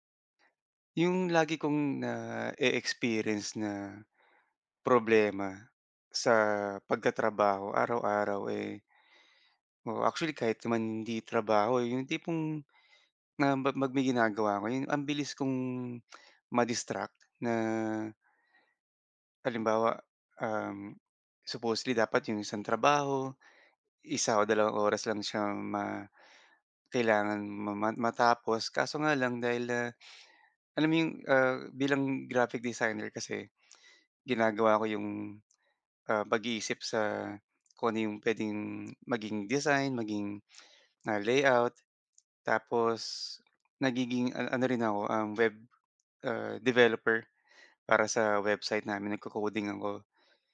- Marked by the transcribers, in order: none
- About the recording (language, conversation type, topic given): Filipino, advice, Paano ko mapapanatili ang pokus sa kasalukuyan kong proyekto?